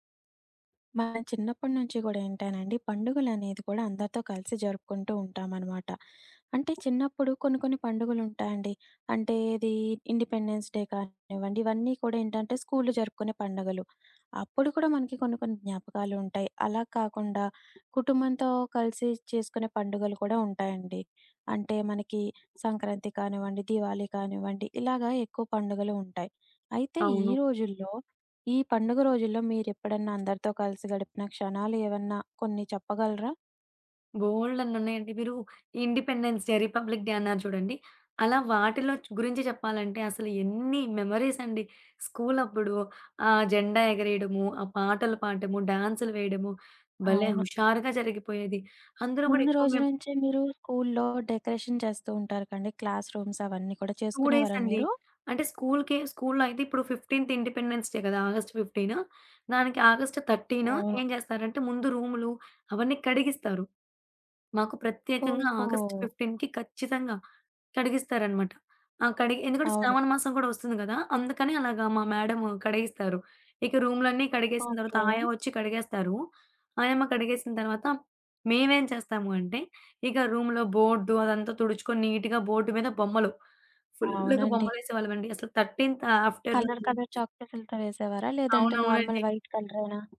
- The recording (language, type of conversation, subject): Telugu, podcast, పండుగ రోజు మీరు అందరితో కలిసి గడిపిన ఒక రోజు గురించి చెప్పగలరా?
- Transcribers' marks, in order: other background noise; in English: "ఇండిపెండెన్స్ డే"; in English: "ఇండిపెండెన్స్ డే, రిపబ్లిక్ డే"; in English: "డెకరేషన్"; in English: "క్లాస్ రూమ్స్"; in English: "టూ"; in English: "ఫిఫ్టీన్త్ ఇండిపెండెన్స్ డే"; in English: "ఆగస్ట్ థర్టీన్"; in English: "ఆగస్ట్ ఫిఫ్టీన్‌కి"; in English: "నీట్‌గా బోర్డ్"; in English: "థర్టీన్త్ ఆఫ్టర్‌నూన్"; in English: "కలర్, కలర్"; in English: "నార్మల్ వైట్"